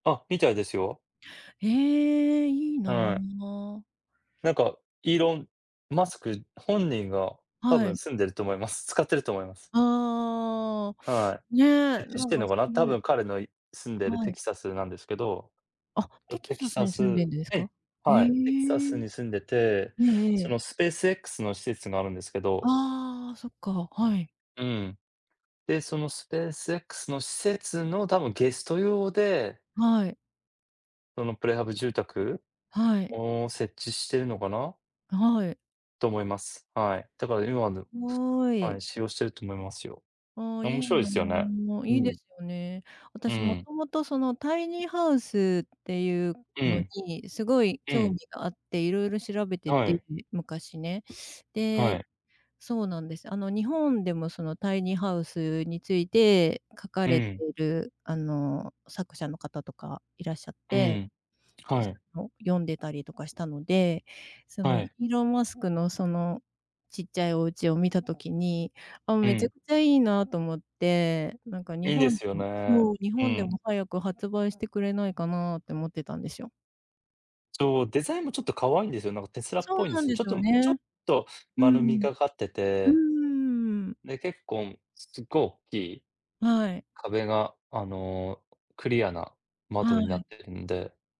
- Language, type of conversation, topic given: Japanese, unstructured, 未来の暮らしはどのようになっていると思いますか？
- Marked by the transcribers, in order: other background noise